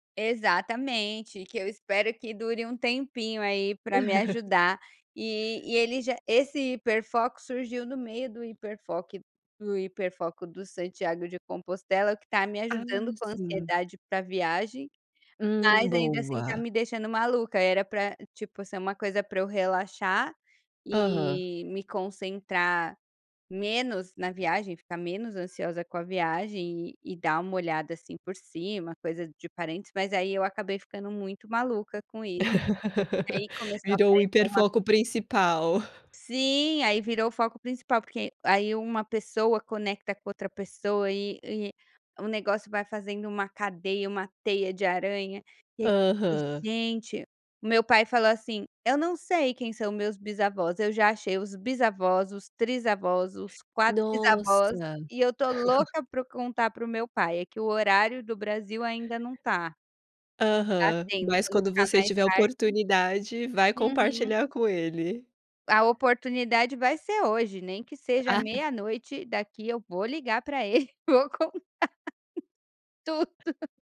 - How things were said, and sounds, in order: laugh; laugh; laugh; laughing while speaking: "vou contar tudo"
- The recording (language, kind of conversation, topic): Portuguese, podcast, Como você cria limites com telas e redes sociais?